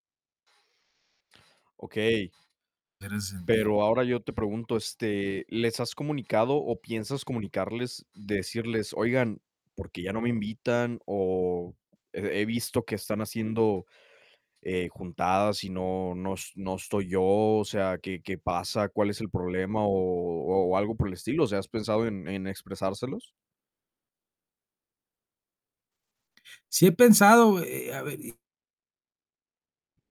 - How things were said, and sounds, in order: other background noise; static; tapping
- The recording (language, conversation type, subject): Spanish, advice, ¿Cómo te has sentido cuando tus amigos hacen planes sin avisarte y te sientes excluido?